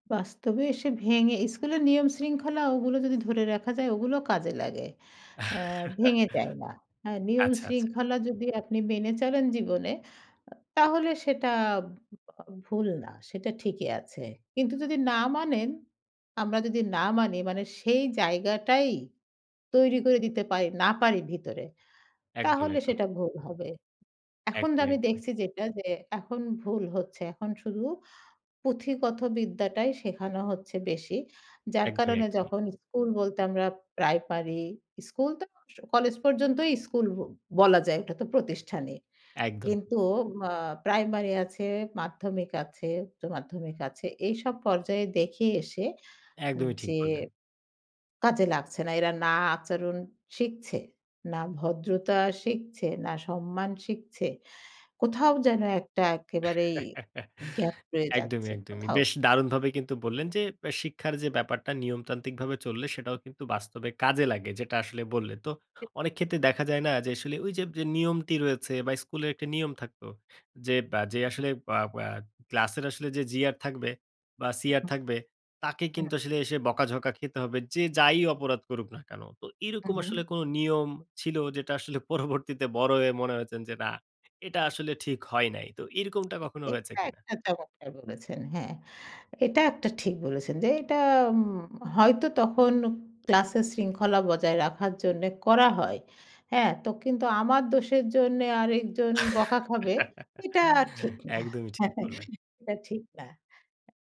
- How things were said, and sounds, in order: laugh; "প্রাইমারি" said as "প্রাইপারি"; laugh; in English: "gap"; other noise; laughing while speaking: "পরবর্তীতে বড় হয়ে"; laugh; chuckle
- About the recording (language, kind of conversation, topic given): Bengali, podcast, স্কুলে শেখানো কোন কোন বিষয় পরে গিয়ে আপনার কাছে ভুল প্রমাণিত হয়েছে?